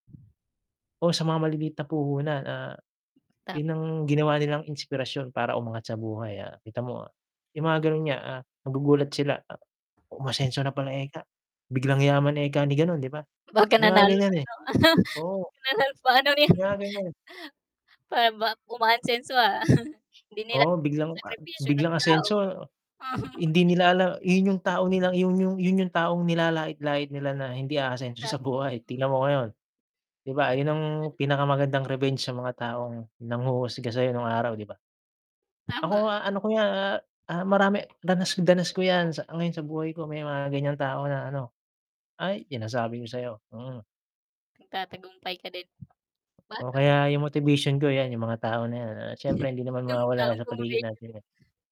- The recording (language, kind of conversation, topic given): Filipino, unstructured, Paano mo hinaharap ang mga taong humahadlang sa mga plano mo?
- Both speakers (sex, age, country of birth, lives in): female, 35-39, Philippines, Philippines; male, 30-34, Philippines, Philippines
- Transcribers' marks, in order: wind; chuckle; tapping; chuckle; unintelligible speech; "umaasenso" said as "umaansenso"; chuckle; distorted speech; chuckle; laughing while speaking: "buhay"; other background noise